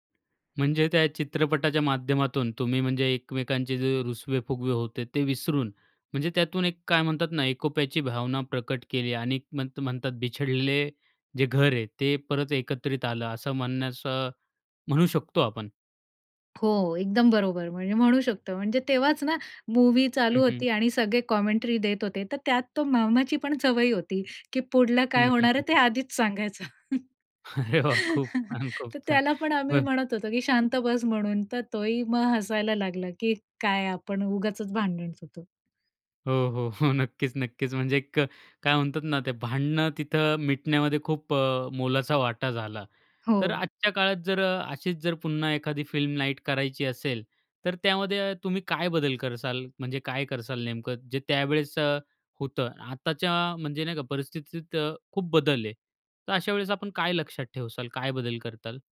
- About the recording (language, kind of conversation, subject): Marathi, podcast, कुटुंबासोबतच्या त्या जुन्या चित्रपटाच्या रात्रीचा अनुभव तुला किती खास वाटला?
- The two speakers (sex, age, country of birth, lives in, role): female, 45-49, India, India, guest; male, 25-29, India, India, host
- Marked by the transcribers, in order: in English: "कॉमेंटरी"; laughing while speaking: "आहे ते आधीच सांगायचं. तर त्याला पण आम्ही म्हणत होतो"; laughing while speaking: "नक्कीचं नक्कीचं म्हणजे एक काय म्हणतात ना"; in English: "फिल्म नाईट"